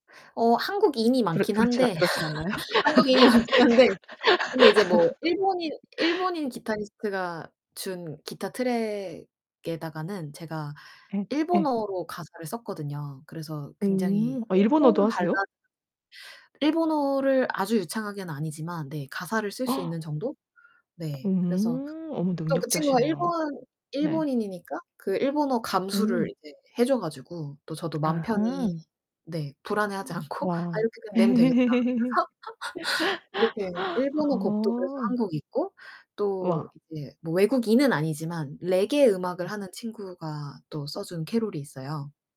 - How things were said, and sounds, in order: laugh; laughing while speaking: "많긴"; other background noise; laugh; distorted speech; gasp; laugh
- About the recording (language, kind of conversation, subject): Korean, podcast, 창작이 막힐 때 어떤 실험을 해 보셨고, 그중 가장 효과가 좋았던 방법은 무엇인가요?